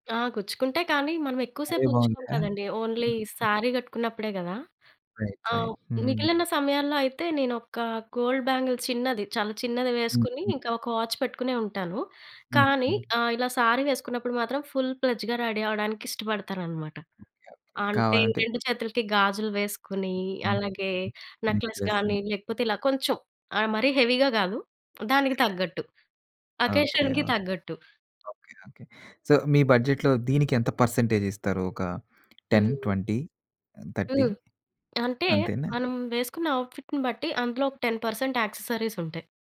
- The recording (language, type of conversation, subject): Telugu, podcast, బడ్జెట్ పరిమితుల వల్ల మీరు మీ స్టైల్‌లో ఏమైనా మార్పులు చేసుకోవాల్సి వచ్చిందా?
- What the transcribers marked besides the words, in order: other noise; in English: "ఓన్లీ"; in English: "రైట్ రైట్"; in English: "గోల్డ్ బ్యాంగిల్"; in English: "వాచ్"; in English: "ఫుల్ ప్లెడ్జ్‌గా రెడీ"; in English: "ఎస్"; in English: "నెక్లెస్"; in English: "హెవీగా"; in English: "అకేషన్‍కి"; other background noise; in English: "సో"; in English: "బడ్జెట్‌లో"; in English: "పర్సెంటేజ్"; in English: "ఔట్ఫిట్‌ని"; in English: "టెన్ పర్సెంట్ యాక్సెసరీస్"